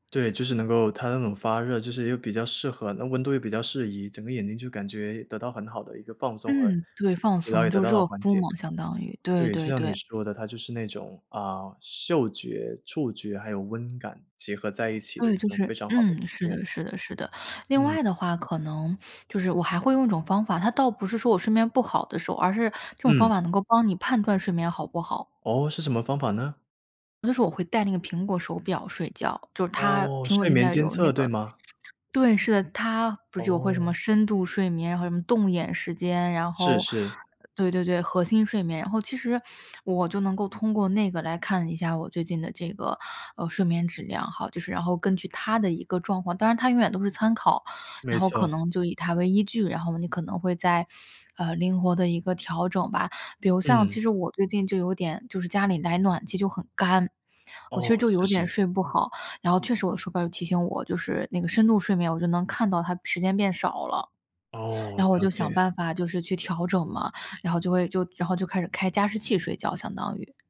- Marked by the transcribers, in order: other background noise
- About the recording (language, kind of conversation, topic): Chinese, podcast, 睡眠不好时你通常怎么办？